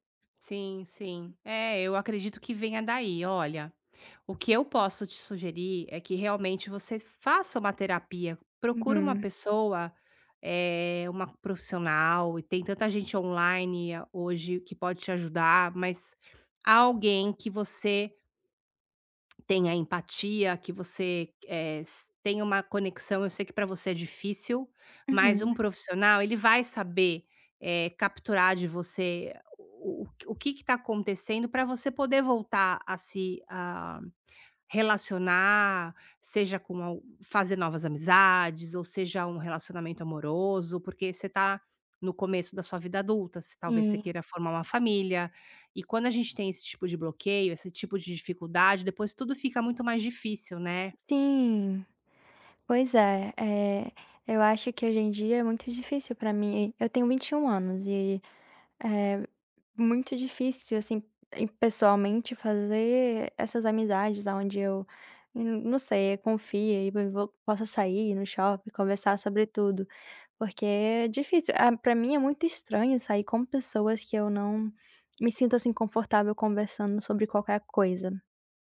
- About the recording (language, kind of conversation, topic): Portuguese, advice, Como posso começar a expressar emoções autênticas pela escrita ou pela arte?
- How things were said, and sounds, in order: tapping